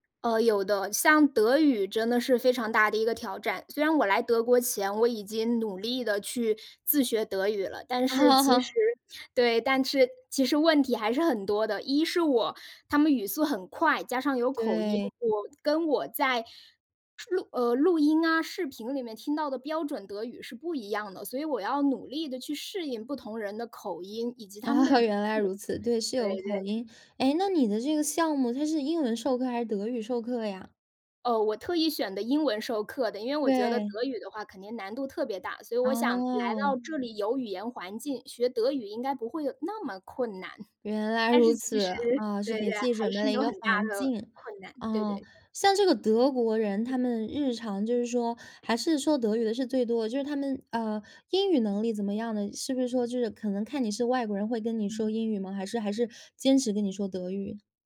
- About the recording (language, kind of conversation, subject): Chinese, podcast, 你最难忘的一次学习经历是什么？
- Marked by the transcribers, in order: laugh; laugh; other background noise